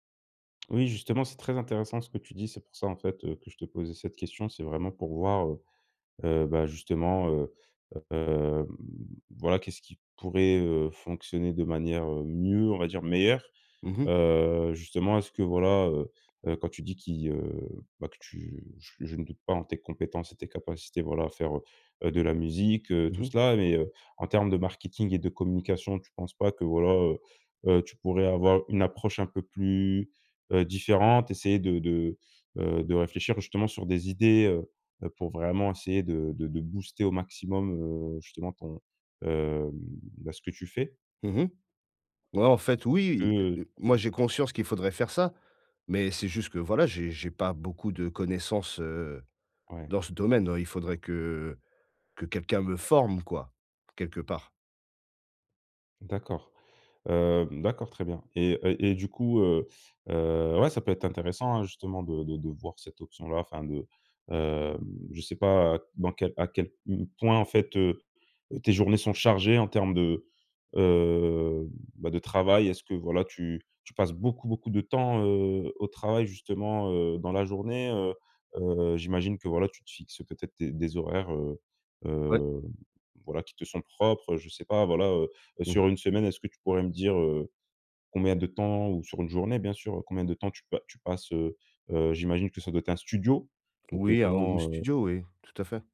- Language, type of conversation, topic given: French, advice, Pourquoi est-ce que je n’arrive pas à me détendre chez moi, même avec un film ou de la musique ?
- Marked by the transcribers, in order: tapping; unintelligible speech; other background noise; in English: "home studio"